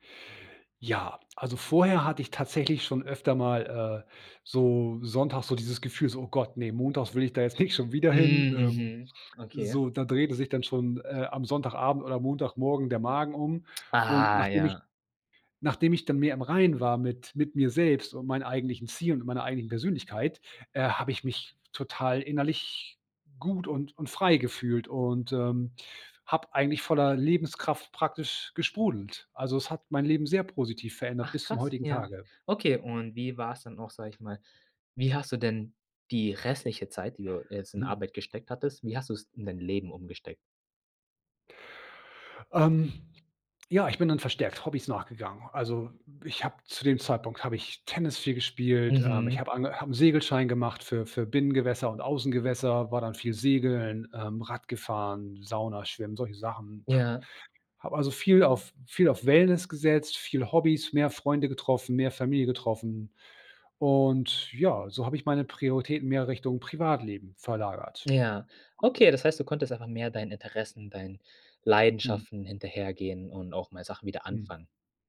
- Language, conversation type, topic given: German, podcast, Welche Erfahrung hat deine Prioritäten zwischen Arbeit und Leben verändert?
- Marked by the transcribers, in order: laughing while speaking: "nicht"; other noise; other background noise